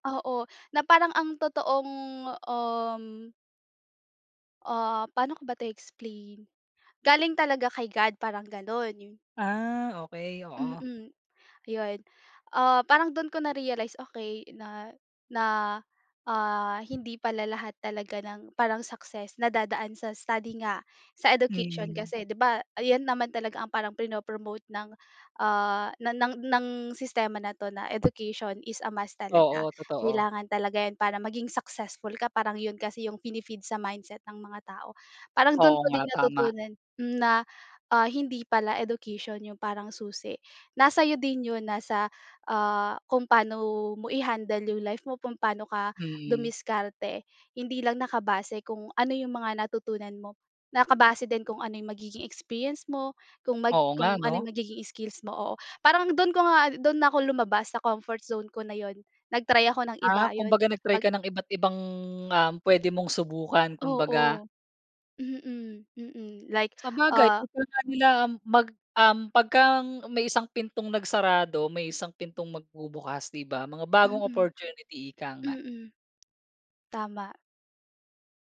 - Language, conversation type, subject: Filipino, podcast, Ano ang pinaka-memorable na learning experience mo at bakit?
- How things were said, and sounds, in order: tapping; in English: "Education is a must"; in English: "comfort zone"; unintelligible speech